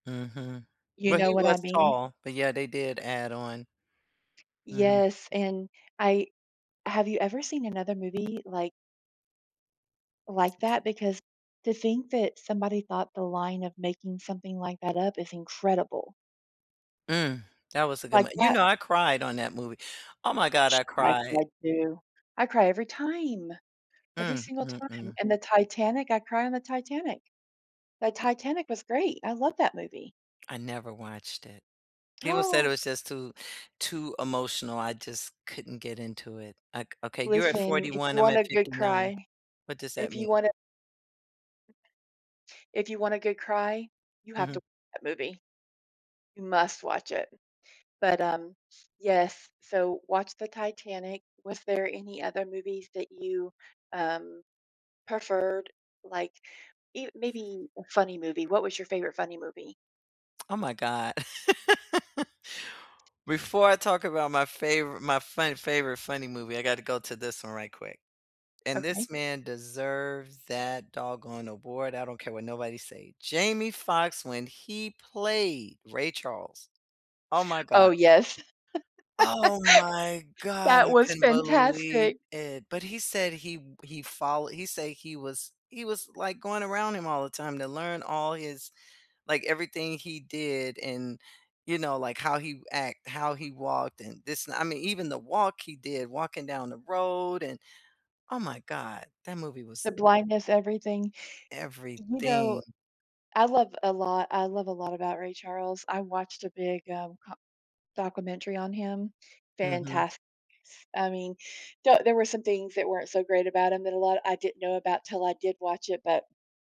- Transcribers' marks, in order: other background noise; tapping; other noise; surprised: "Oh"; laugh; laugh; stressed: "Oh my god"
- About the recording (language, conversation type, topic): English, unstructured, What makes a movie unforgettable for you?
- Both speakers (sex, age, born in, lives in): female, 45-49, United States, United States; female, 55-59, United States, United States